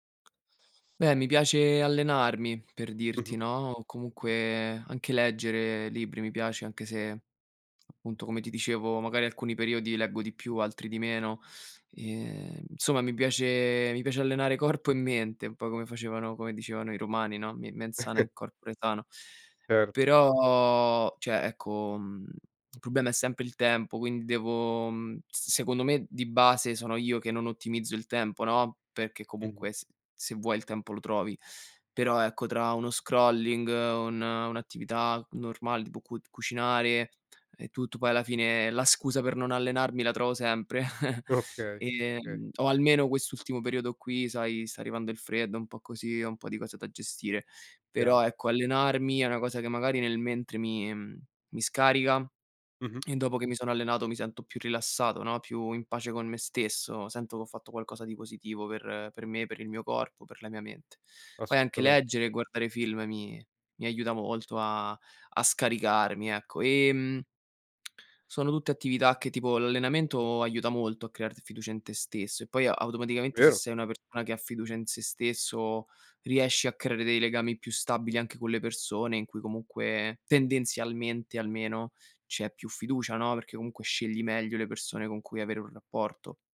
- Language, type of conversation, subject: Italian, podcast, Quali piccoli gesti quotidiani aiutano a creare fiducia?
- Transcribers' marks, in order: other background noise; in Latin: "me mens sana in corpore sano"; chuckle; "cioè" said as "ceh"; in English: "scrolling"; chuckle; laughing while speaking: "Okay"; tongue click; tongue click